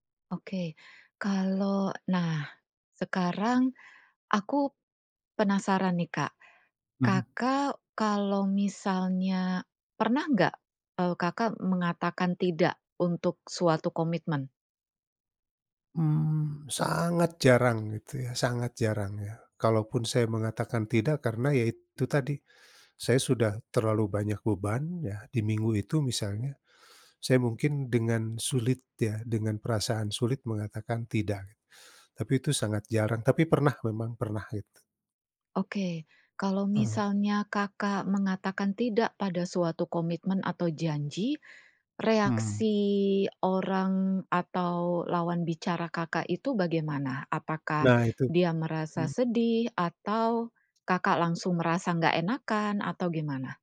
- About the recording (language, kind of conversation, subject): Indonesian, advice, Bagaimana cara mengatasi terlalu banyak komitmen sehingga saya tidak mudah kewalahan dan bisa berkata tidak?
- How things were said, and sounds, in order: stressed: "sangat"; tapping